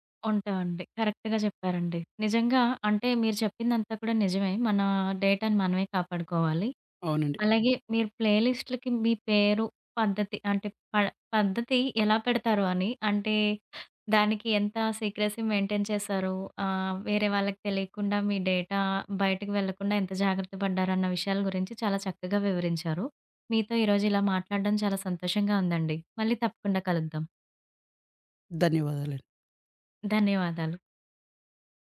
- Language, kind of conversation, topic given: Telugu, podcast, ప్లేలిస్టుకు పేరు పెట్టేటప్పుడు మీరు ఏ పద్ధతిని అనుసరిస్తారు?
- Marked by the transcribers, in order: in English: "కరెక్ట్‌గా"; in English: "డేటాను"; in English: "ప్లేలిస్ట్‌లకి"; in English: "సీక్రెసీ మెయింటైన్"; in English: "డేటా"